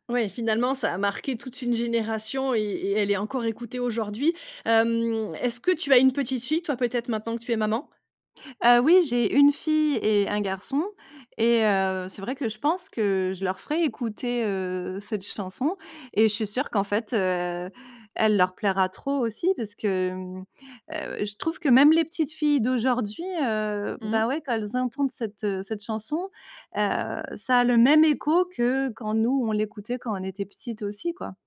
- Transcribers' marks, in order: none
- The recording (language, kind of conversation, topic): French, podcast, Quelle chanson te rappelle ton enfance ?